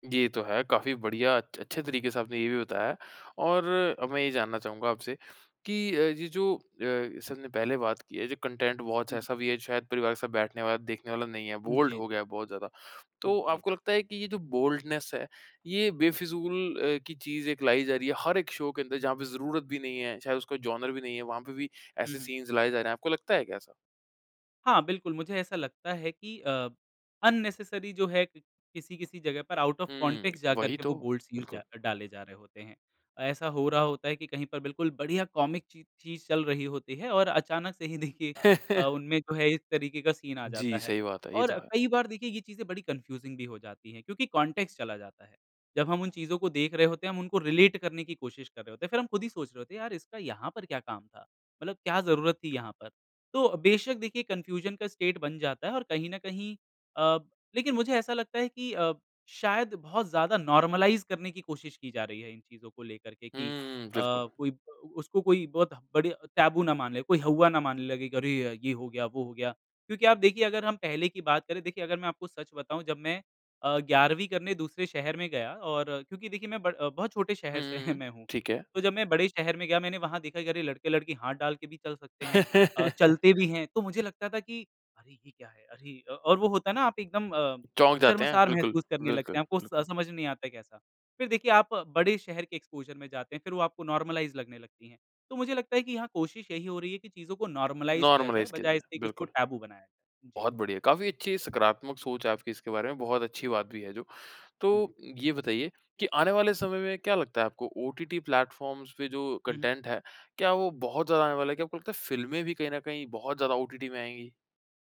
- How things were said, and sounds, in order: in English: "कंटेंट"; in English: "बोल्ड"; in English: "बोल्डनेस"; in English: "शो"; in English: "जॉनर"; in English: "सीन्स"; in English: "अननेसेसरी"; in English: "आउट ऑफ़ कॉन्टेक्स्ट"; lip smack; in English: "बोल्ड सीन्स"; laugh; in English: "सीन"; in English: "कन्फ़्यूज़िंग"; in English: "कॉन्टेक्स्ट"; in English: "रिलेट"; in English: "कन्फ़्यूज़न"; in English: "स्टेट"; in English: "नॉर्मलाइज़"; other background noise; in English: "टैबू"; chuckle; laugh; in English: "एक्सपोज़र"; in English: "नॉर्मलाइज़"; in English: "नॉर्मलाइज़"; in English: "नोर्मलाइज़"; in English: "टैबू"; in English: "प्लेफ़ॉर्म्स"; in English: "कंटेंट"
- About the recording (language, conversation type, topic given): Hindi, podcast, स्ट्रीमिंग प्लेटफ़ॉर्मों ने टीवी देखने का अनुभव कैसे बदल दिया है?